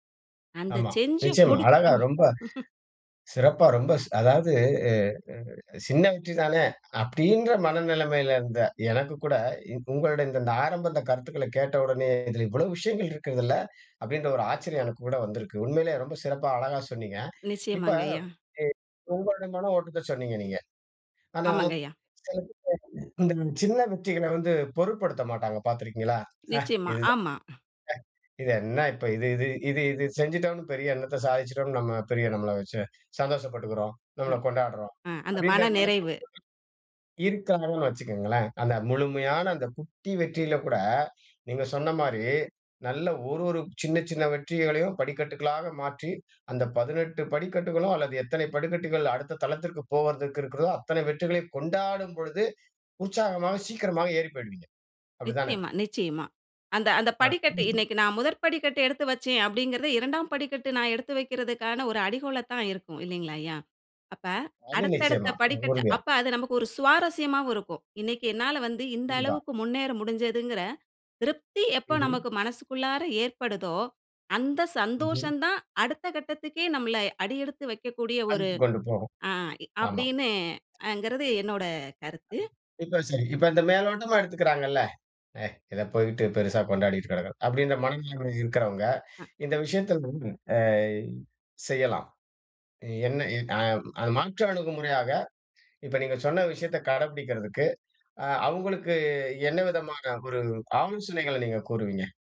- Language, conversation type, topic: Tamil, podcast, சிறு வெற்றிகளை கொண்டாடுவது உங்களுக்கு எப்படி உதவுகிறது?
- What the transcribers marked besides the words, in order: laugh; unintelligible speech; other background noise; unintelligible speech; unintelligible speech; "அழைத்து" said as "அன்த்து"; other noise; unintelligible speech